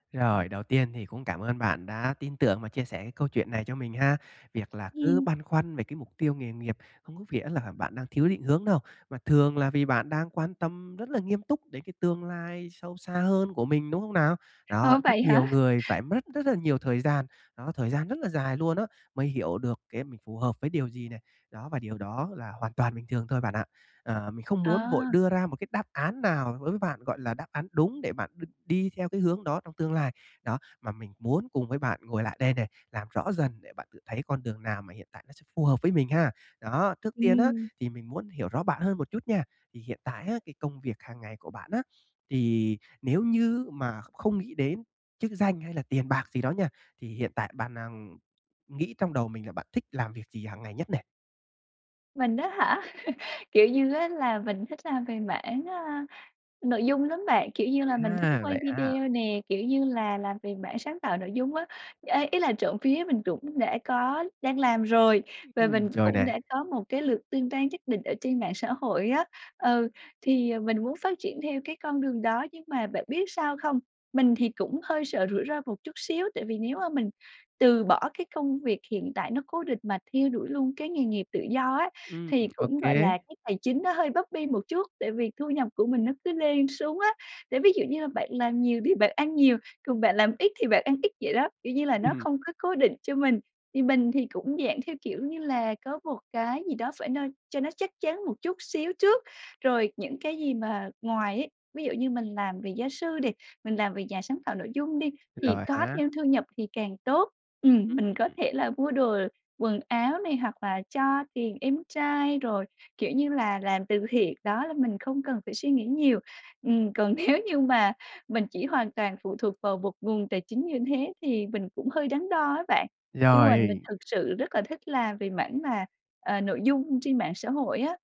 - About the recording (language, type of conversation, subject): Vietnamese, advice, Làm sao để xác định mục tiêu nghề nghiệp phù hợp với mình?
- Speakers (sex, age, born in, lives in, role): female, 25-29, Vietnam, Malaysia, user; male, 25-29, Vietnam, Vietnam, advisor
- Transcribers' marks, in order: tapping; laughing while speaking: "hả?"; laugh; other noise; laughing while speaking: "nếu như mà"